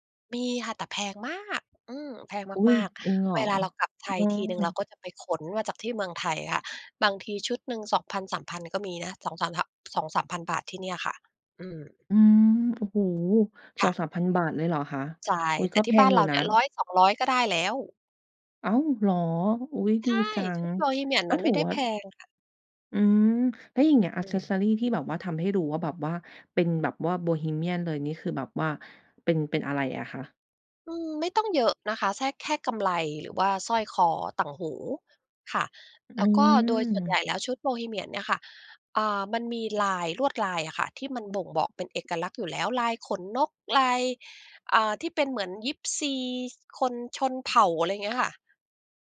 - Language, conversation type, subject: Thai, podcast, สื่อสังคมออนไลน์มีผลต่อการแต่งตัวของคุณอย่างไร?
- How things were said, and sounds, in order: in English: "Accessory"